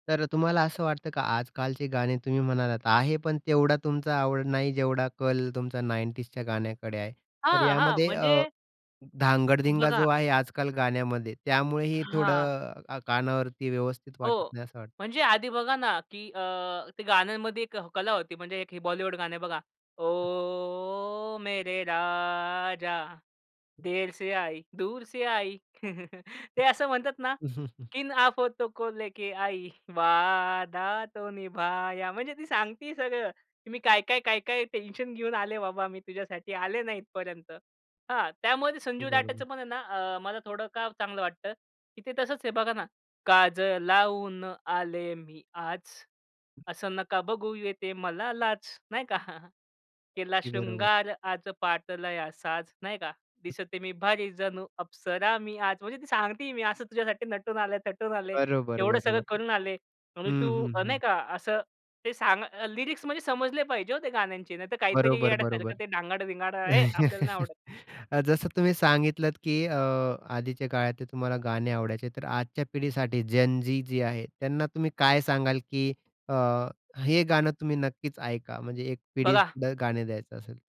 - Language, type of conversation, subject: Marathi, podcast, तुमच्या आयुष्यात वारंवार ऐकली जाणारी जुनी गाणी कोणती आहेत?
- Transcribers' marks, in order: in English: "नाईन्टीजच्या"; other background noise; tapping; singing: "ओ, मेरे राजा! देर से आयी, दूर से आयी"; in Hindi: "ओ, मेरे राजा! देर से आयी, दूर से आयी"; drawn out: "ओ"; chuckle; joyful: "किन आफतों को लेके आई … आले ना इथपर्यंत"; singing: "किन आफतों को लेके आई, वादा तो निभाया"; in Hindi: "किन आफतों को लेके आई, वादा तो निभाया"; chuckle; singing: "काजळ लावून आले मी आज, असं नका बघू येते मला लाज"; chuckle; singing: "केला शृंगार आज पाटलया साज"; "घातलाया" said as "पाटलया"; singing: "दिसते मी भारी, जणू अप्सरा मी आज"; joyful: "म्हणजे ती सांगते मी असं … सगळं करून आले"; in English: "लिरिक्स"; angry: "अय्ये! आपल्याला नाही आवडत"; chuckle; stressed: "जेन झी"